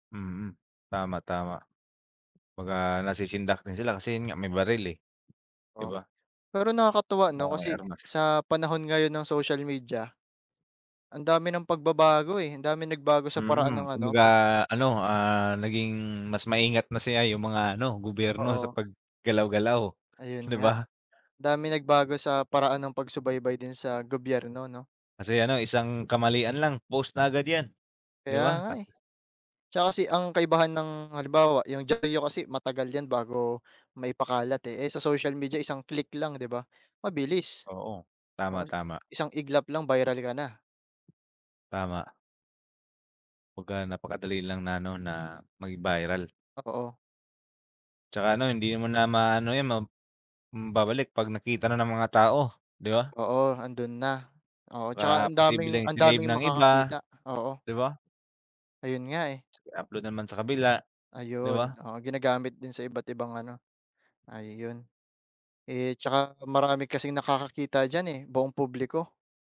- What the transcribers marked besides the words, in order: other background noise
- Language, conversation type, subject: Filipino, unstructured, Ano ang papel ng midya sa pagsubaybay sa pamahalaan?